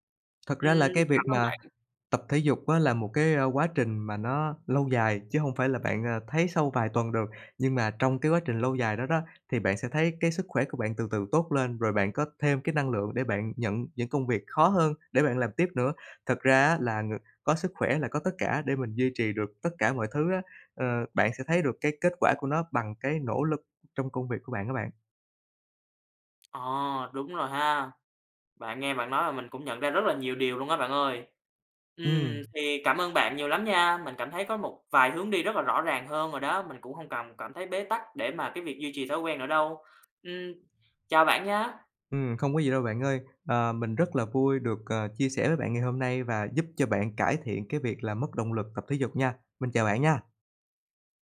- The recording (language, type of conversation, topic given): Vietnamese, advice, Tại sao tôi lại mất động lực sau vài tuần duy trì một thói quen, và làm sao để giữ được lâu dài?
- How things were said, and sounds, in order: none